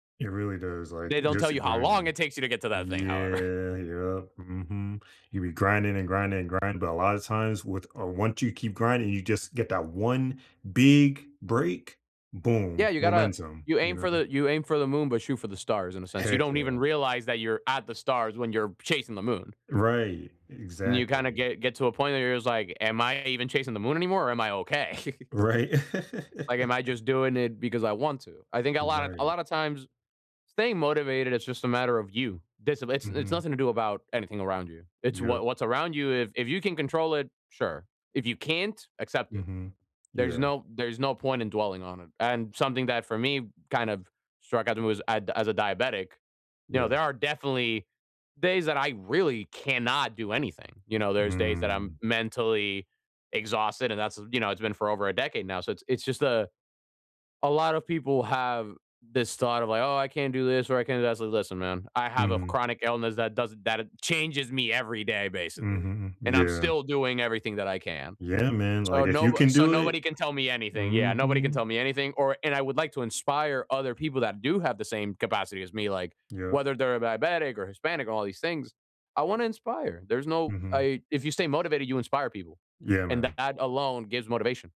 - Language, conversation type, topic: English, unstructured, How do you stay motivated when working toward big dreams?
- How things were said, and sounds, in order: drawn out: "Yeah"; laughing while speaking: "however"; chuckle; laughing while speaking: "Right"; laugh; tapping; other background noise